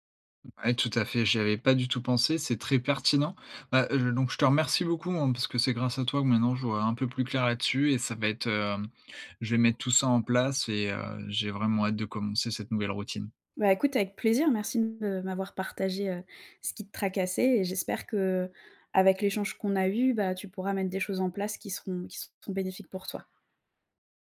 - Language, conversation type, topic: French, advice, Comment garder une routine productive quand je perds ma concentration chaque jour ?
- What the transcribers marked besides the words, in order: none